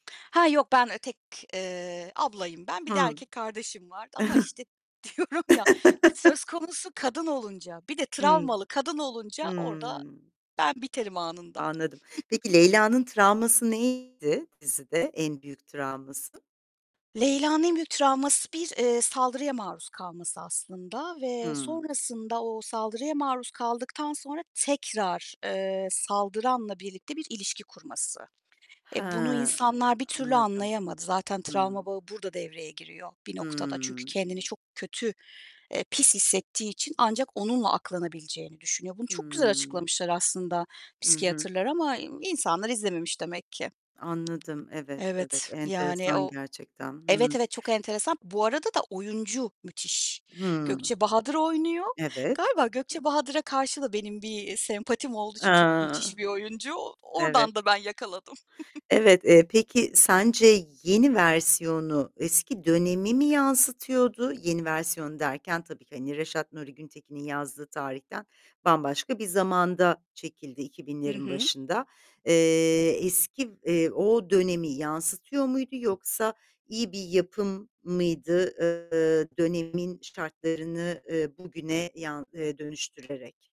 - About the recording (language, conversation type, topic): Turkish, podcast, Yerli yapımlardan seni en çok etkileyen bir örnek verebilir misin?
- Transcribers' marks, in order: tapping; chuckle; other background noise; chuckle; laughing while speaking: "diyorum ya"; static; chuckle; distorted speech; chuckle